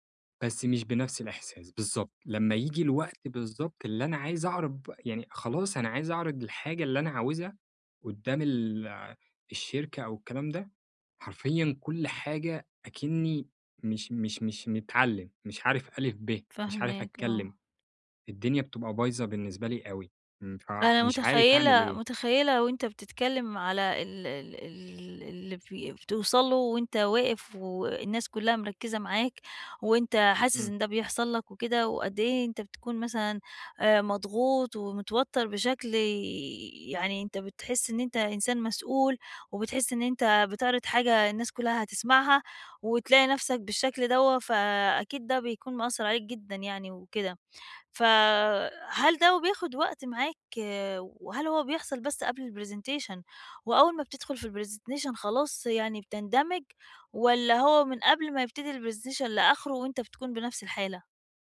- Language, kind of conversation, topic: Arabic, advice, إزاي أهدّي نفسي بسرعة لما تبدأ عندي أعراض القلق؟
- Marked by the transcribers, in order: in English: "الPresentation"; in English: "الPresentation"; in English: "الPresentation"